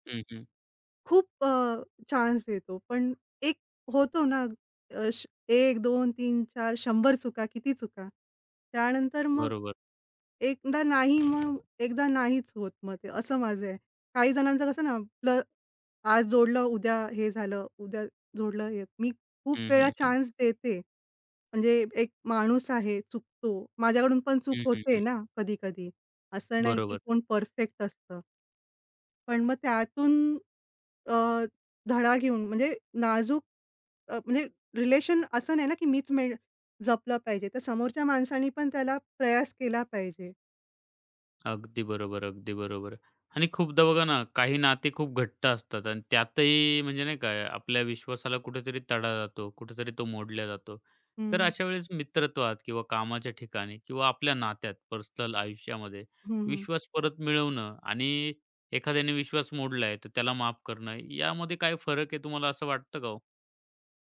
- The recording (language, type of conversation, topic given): Marathi, podcast, एकदा विश्वास गेला तर तो कसा परत मिळवता?
- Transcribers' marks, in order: in English: "चान्स"; other background noise; in English: "चान्स"; in English: "परफेक्ट"; in English: "रिलेशन"; in Hindi: "प्रयास"; in English: "पर्सनल"